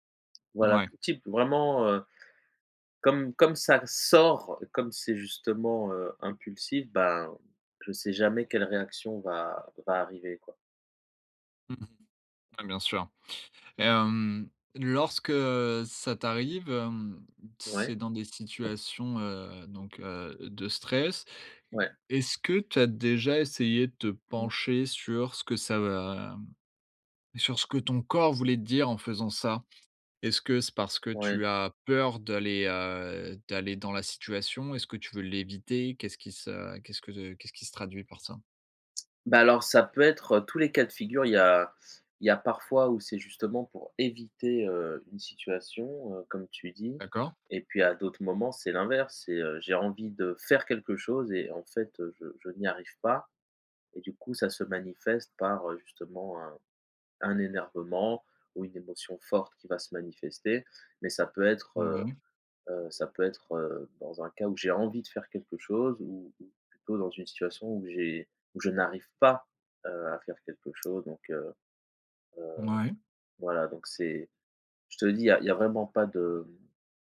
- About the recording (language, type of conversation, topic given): French, advice, Comment réagissez-vous émotionnellement et de façon impulsive face au stress ?
- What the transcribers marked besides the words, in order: tapping; other background noise; stressed: "faire"; stressed: "n'arrive pas"